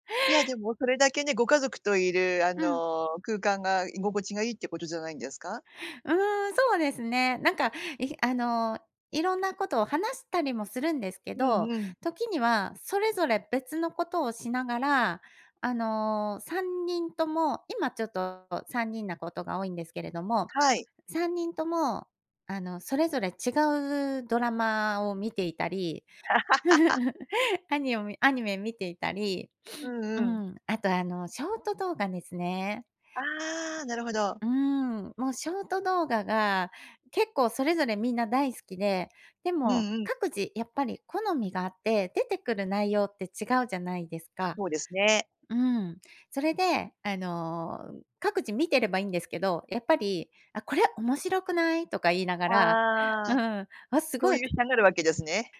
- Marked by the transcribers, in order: tapping; laugh; chuckle; laughing while speaking: "うん"; other background noise
- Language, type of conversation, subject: Japanese, advice, 休日に生活リズムが乱れて月曜がつらい